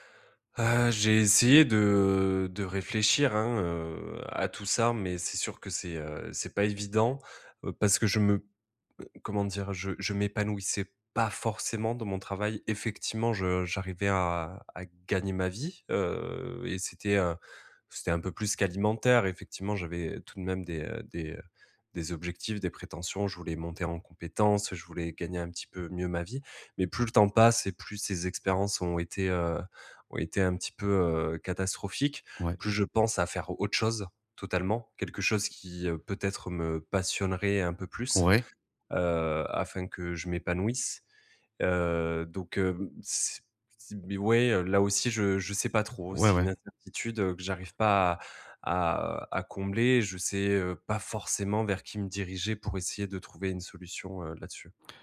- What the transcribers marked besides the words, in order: drawn out: "de"; other background noise; stressed: "pas"; stressed: "gagner"
- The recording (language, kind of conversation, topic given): French, advice, Comment puis-je mieux gérer mon anxiété face à l’incertitude ?